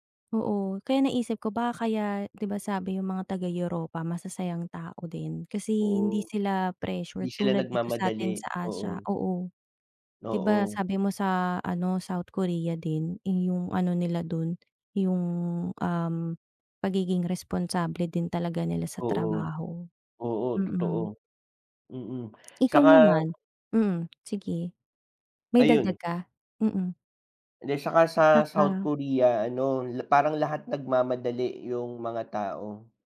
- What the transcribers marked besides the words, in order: in English: "pressured"; tongue click; other noise
- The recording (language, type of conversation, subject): Filipino, unstructured, Ano ang mga bagong kaalaman na natutuhan mo sa pagbisita mo sa [bansa]?